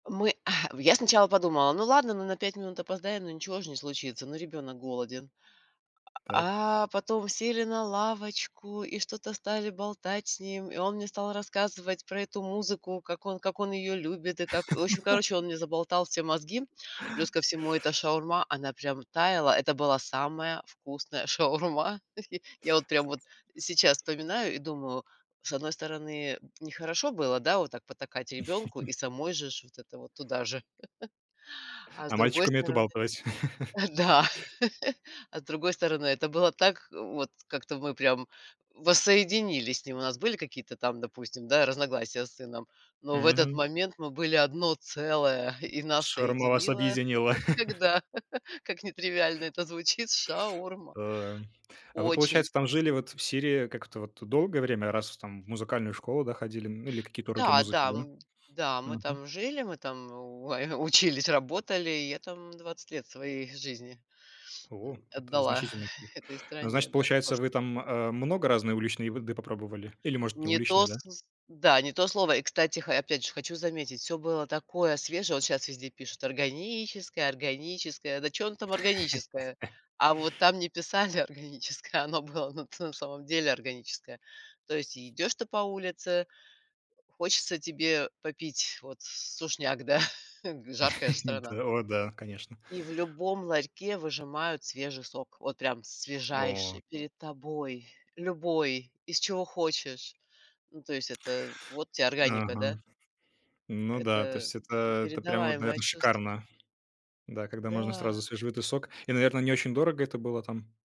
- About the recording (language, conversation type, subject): Russian, podcast, Какая уличная еда была самой вкусной из тех, что ты пробовал?
- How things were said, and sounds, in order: tapping; laugh; chuckle; laugh; laugh; chuckle; laugh; laughing while speaking: "как всегда, как нетривиально это звучит, шаурма"; chuckle; unintelligible speech; unintelligible speech; laugh; laughing while speaking: "А вот там не писали … самом деле, органическое"; other background noise; chuckle; laughing while speaking: "И дэ"